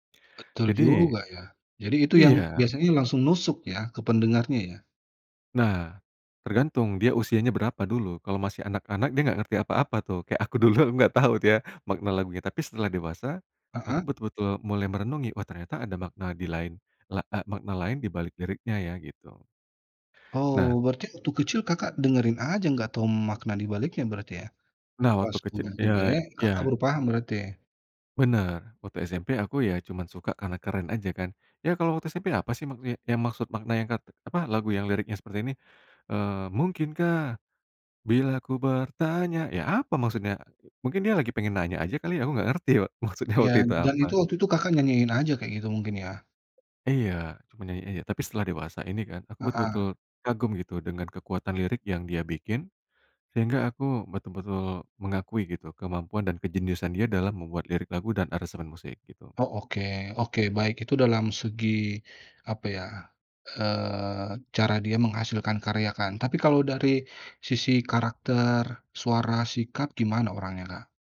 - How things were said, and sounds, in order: laughing while speaking: "dulu, aku nggak tahu tuh ya"; singing: "Mungkinkah, bilaku bertanya"; other background noise
- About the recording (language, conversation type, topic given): Indonesian, podcast, Siapa musisi lokal favoritmu?